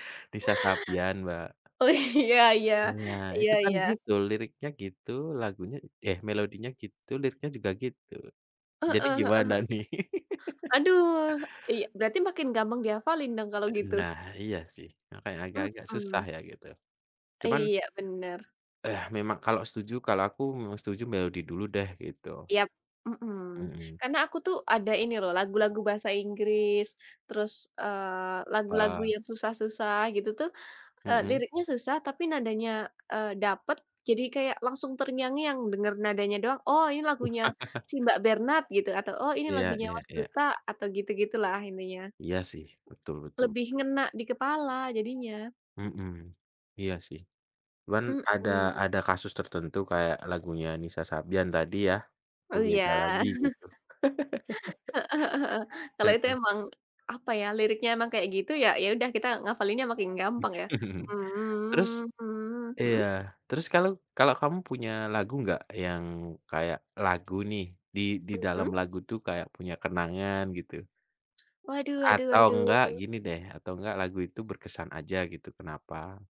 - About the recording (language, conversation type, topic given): Indonesian, unstructured, Apa yang membuat sebuah lagu terasa berkesan?
- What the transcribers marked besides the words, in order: tapping; laughing while speaking: "Oh, iya iya"; other animal sound; other background noise; laugh; laugh; chuckle; laugh; chuckle; humming a tune